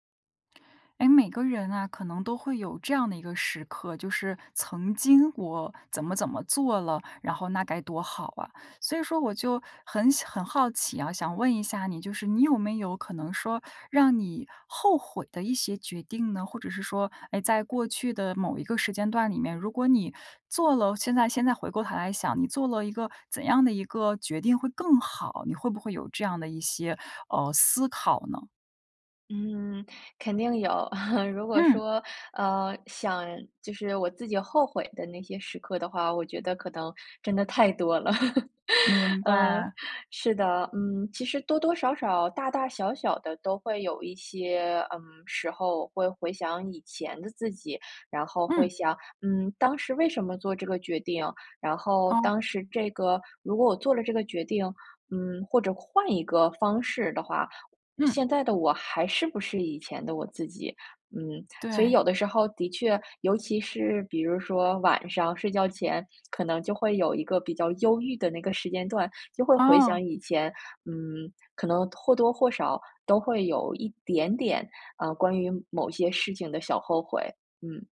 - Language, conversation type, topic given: Chinese, podcast, 你最想给年轻时的自己什么建议？
- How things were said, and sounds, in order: chuckle; chuckle